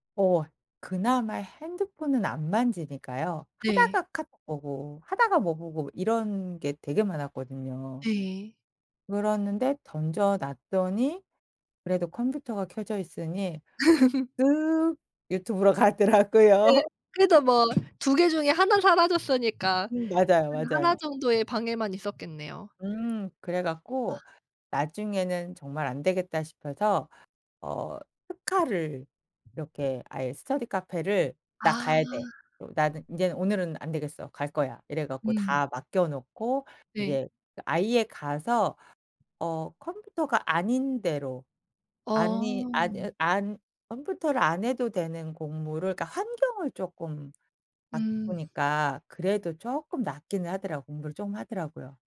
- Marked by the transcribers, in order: "그랬는데" said as "그렀는데"; laugh; laughing while speaking: "가더라고요"; laugh; tapping; other background noise
- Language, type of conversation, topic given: Korean, advice, 중요한 일들을 자꾸 미루는 습관을 어떻게 고칠 수 있을까요?